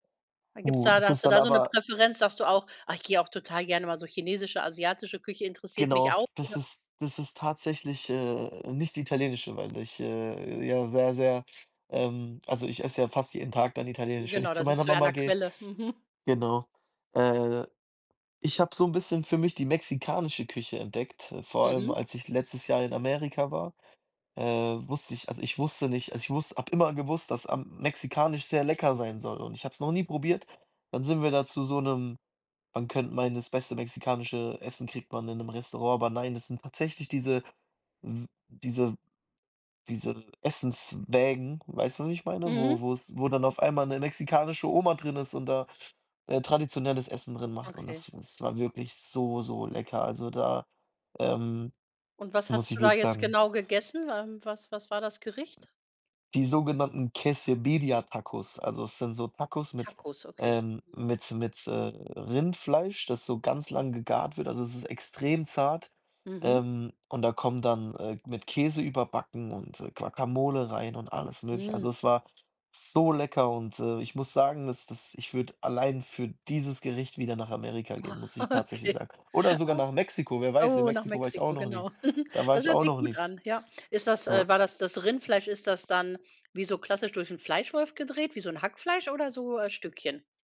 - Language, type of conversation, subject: German, podcast, Welches Gericht macht dich immer glücklich?
- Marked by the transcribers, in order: other background noise; in Spanish: "Quesabirria-Tacos"; laugh; laughing while speaking: "Okay"; chuckle; snort